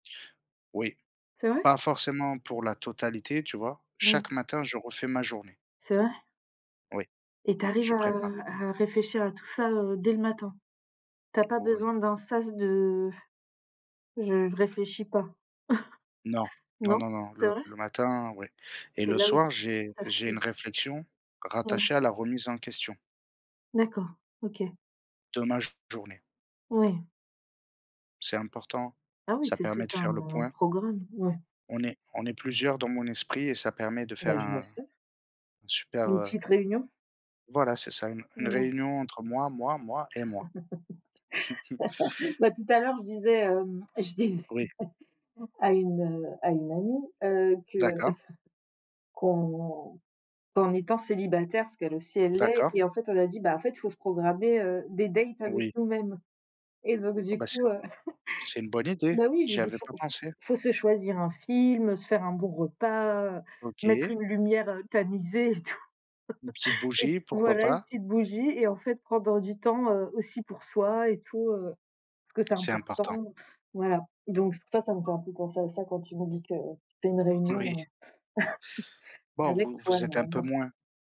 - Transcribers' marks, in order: tapping; blowing; chuckle; laugh; chuckle; chuckle; in English: "dates"; chuckle; chuckle; laughing while speaking: "Oui"; chuckle
- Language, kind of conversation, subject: French, unstructured, Comment trouvez-vous du temps pour la réflexion personnelle dans une journée chargée ?